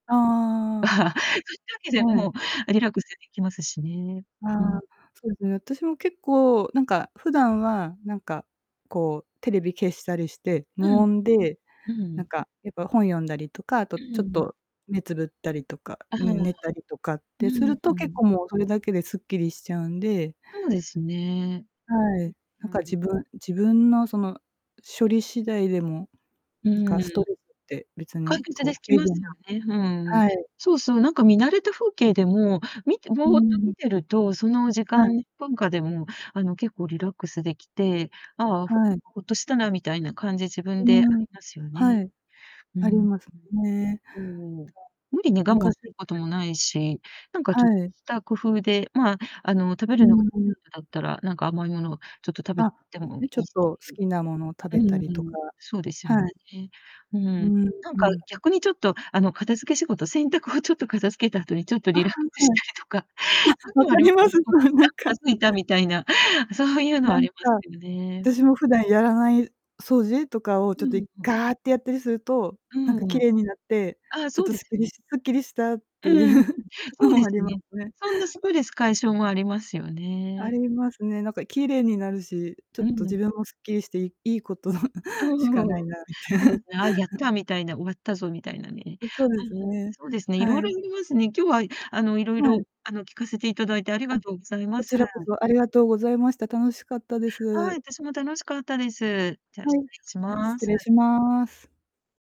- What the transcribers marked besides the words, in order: chuckle; distorted speech; throat clearing; chuckle; chuckle
- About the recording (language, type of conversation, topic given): Japanese, unstructured, ストレスを感じたとき、どのようにリラックスしますか？